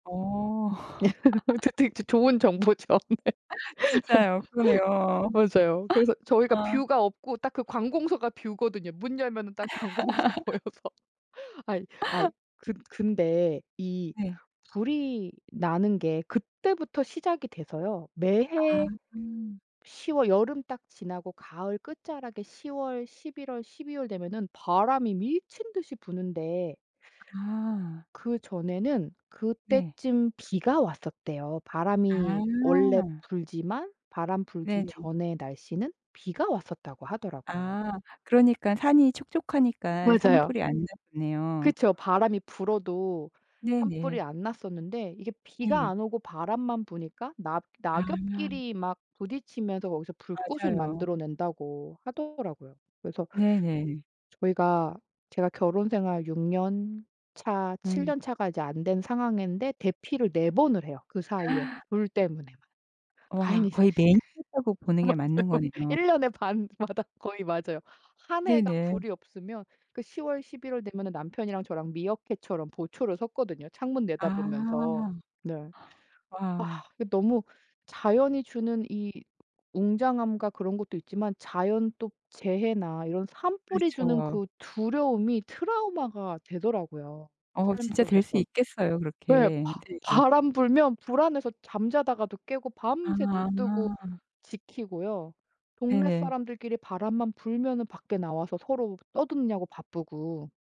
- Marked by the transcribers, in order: laugh; laughing while speaking: "어쨋든 이 좋은 정보죠. 네"; laugh; laugh; laugh; laugh; laughing while speaking: "관공서 보여서"; other background noise; laugh; laughing while speaking: "맞아요. 일 년에 반마다 거의 맞아요"
- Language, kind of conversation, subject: Korean, podcast, 자연 속에서 마음 챙김을 어떻게 시작하면 좋을까요?